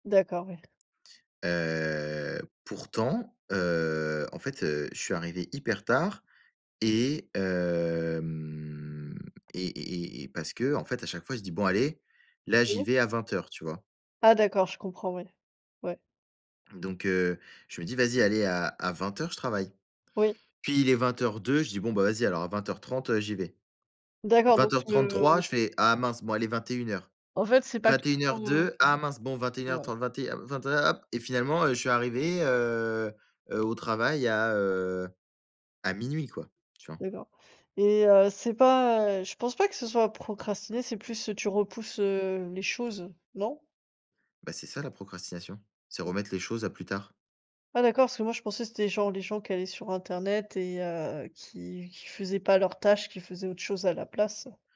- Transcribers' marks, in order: tapping; drawn out: "Heu"; drawn out: "hem"; drawn out: "heu"; unintelligible speech; unintelligible speech; drawn out: "heu"; drawn out: "heu"; other background noise
- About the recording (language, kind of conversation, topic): French, unstructured, Quelles stratégies peuvent vous aider à surmonter la procrastination ?